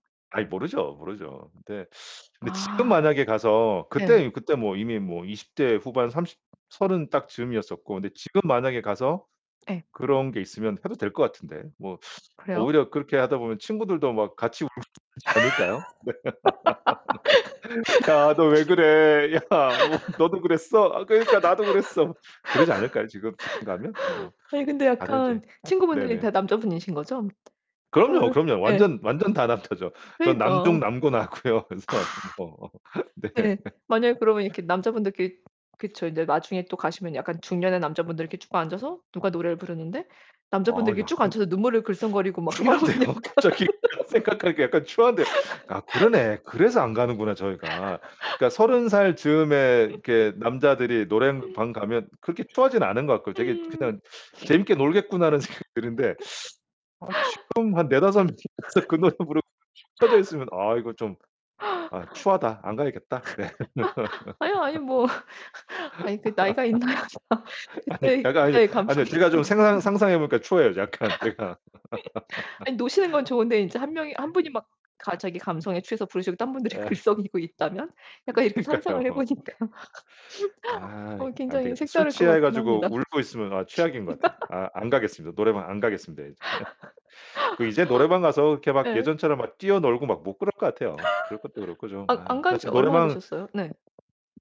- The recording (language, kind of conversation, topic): Korean, podcast, 어떤 노래를 들었을 때 가장 많이 울었나요?
- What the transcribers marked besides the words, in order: other background noise; laugh; distorted speech; laughing while speaking: "네, 근데 약간"; laugh; laughing while speaking: "야, 너 왜 그래? 야, 너도 그랬어? 그러니까 나도 그랬어"; other noise; laughing while speaking: "나왔고요. 그래서 뭐 네"; tapping; laughing while speaking: "추한데요. 갑자기 약간 생각하니까 약간 추한데요"; laughing while speaking: "막 이러면 약간"; laugh; laugh; sniff; laugh; laugh; teeth sucking; laugh; laughing while speaking: "네 다섯 명이 가서 그 노래 부르고"; laugh; laughing while speaking: "있나요"; laugh; laughing while speaking: "감성이 있으신가 봐요"; laughing while speaking: "네"; laugh; laughing while speaking: "약간 제가"; laugh; laughing while speaking: "그러니까요"; laughing while speaking: "해 보니까"; laugh; laugh; laugh